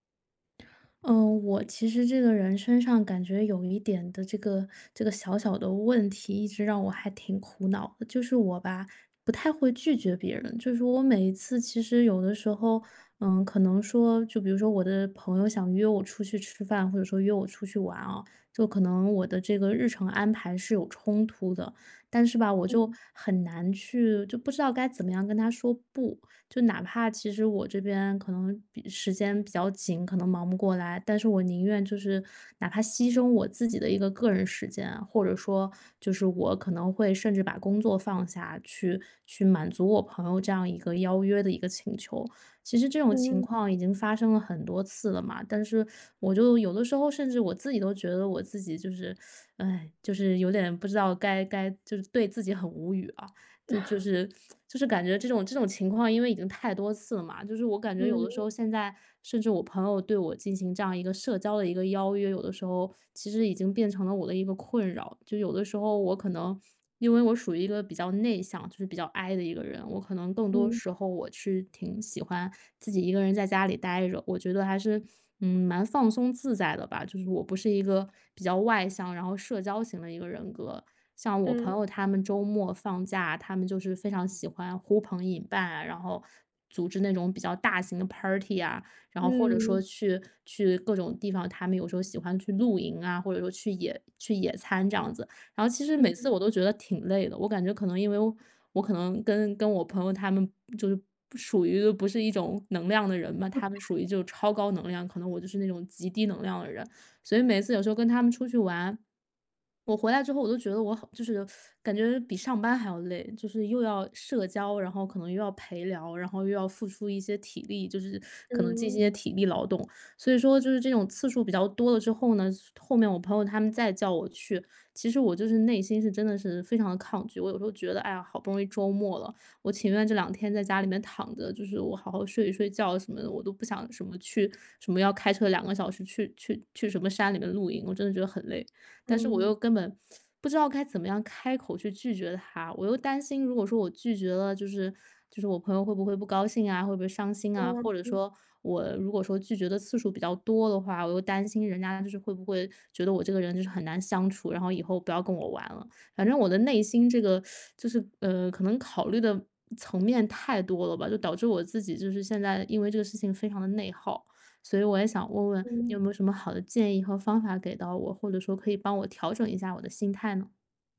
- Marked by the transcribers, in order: other background noise; chuckle; unintelligible speech; teeth sucking; teeth sucking
- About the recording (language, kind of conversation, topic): Chinese, advice, 每次说“不”都会感到内疚，我该怎么办？